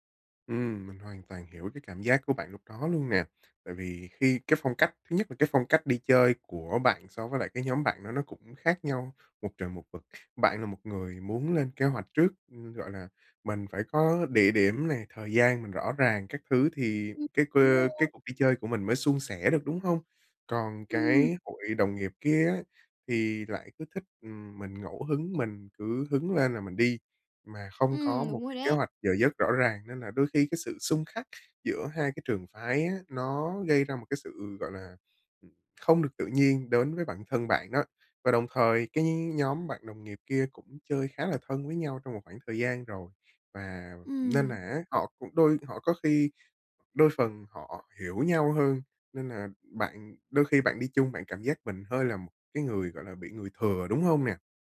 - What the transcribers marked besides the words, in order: tapping; other background noise
- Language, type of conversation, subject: Vietnamese, advice, Làm sao để từ chối lời mời mà không làm mất lòng người khác?